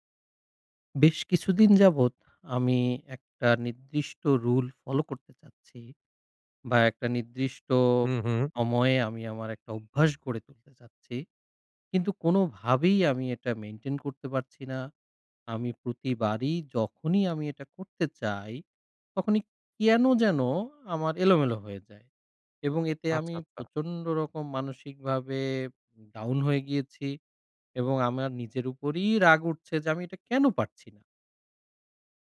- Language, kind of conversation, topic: Bengali, advice, নিয়মিতভাবে রাতে নির্দিষ্ট সময়ে ঘুমাতে যাওয়ার অভ্যাস কীভাবে বজায় রাখতে পারি?
- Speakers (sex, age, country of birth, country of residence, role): male, 25-29, Bangladesh, Bangladesh, advisor; male, 30-34, Bangladesh, Bangladesh, user
- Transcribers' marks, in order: in English: "down"